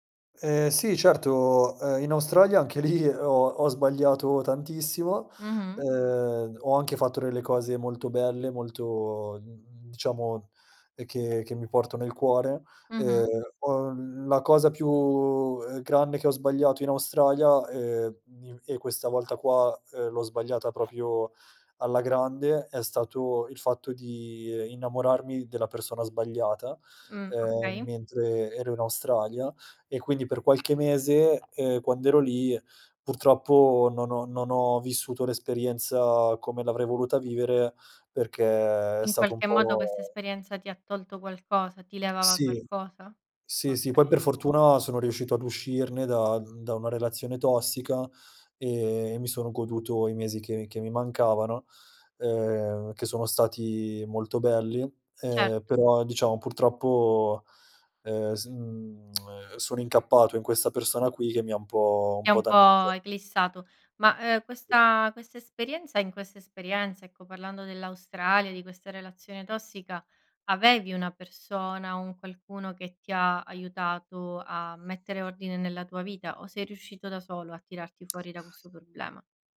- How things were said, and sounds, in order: "proprio" said as "propio"; lip smack
- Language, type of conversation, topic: Italian, podcast, Raccontami di una volta in cui hai sbagliato e hai imparato molto?